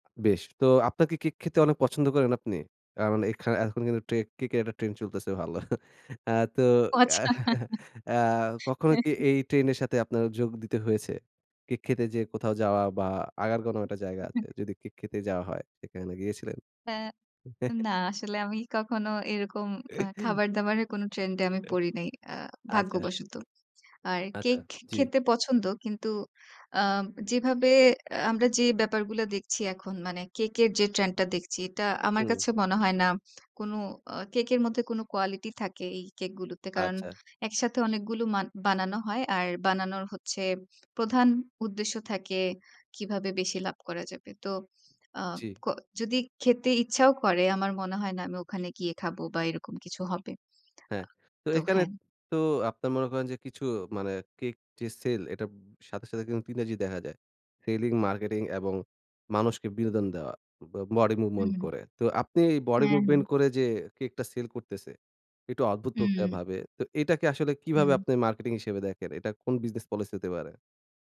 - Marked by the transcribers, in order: other background noise; laughing while speaking: "ও আচ্ছা। হ্যাঁ, হ্যাঁ"; laughing while speaking: "ভালো"; chuckle; unintelligible speech; chuckle; bird
- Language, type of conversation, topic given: Bengali, podcast, ট্রেন্ড বদলাতে থাকলে আপনি কীভাবে নিজের পরিচয় অটুট রাখেন?